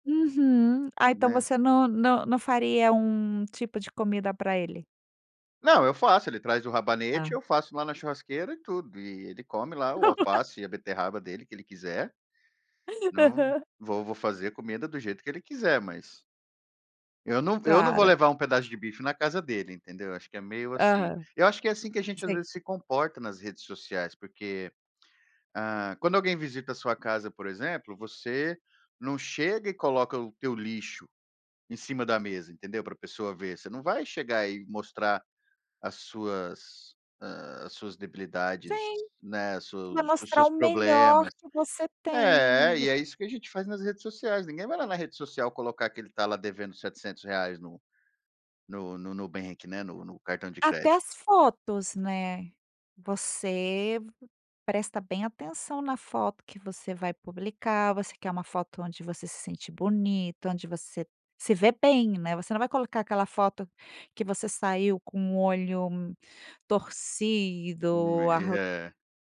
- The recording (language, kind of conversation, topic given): Portuguese, podcast, Como as redes sociais influenciam o seu estilo pessoal?
- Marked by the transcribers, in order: other background noise; chuckle; tapping